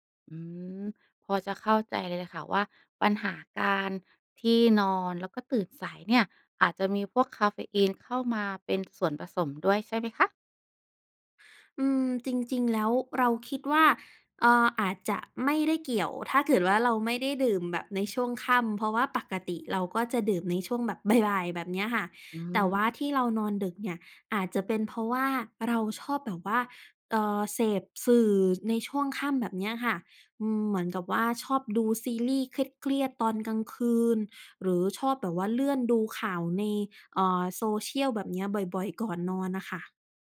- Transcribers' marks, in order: laughing while speaking: "บ่าย ๆ"
- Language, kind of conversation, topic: Thai, advice, ฉันควรทำอย่างไรดีเมื่อฉันนอนไม่เป็นเวลาและตื่นสายบ่อยจนส่งผลต่องาน?